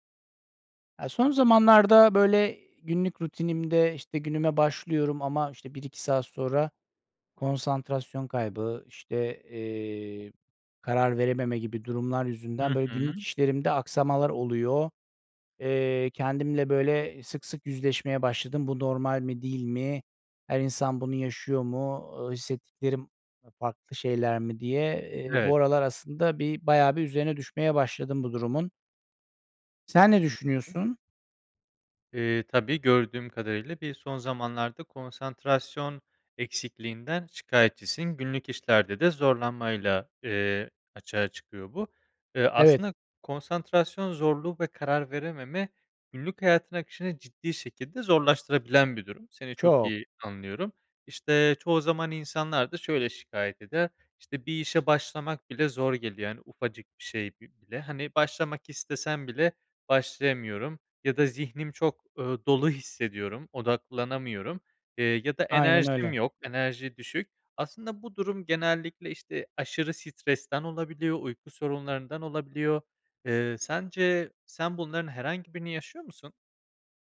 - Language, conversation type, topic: Turkish, advice, Konsantrasyon ve karar verme güçlüğü nedeniyle günlük işlerde zorlanıyor musunuz?
- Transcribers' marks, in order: none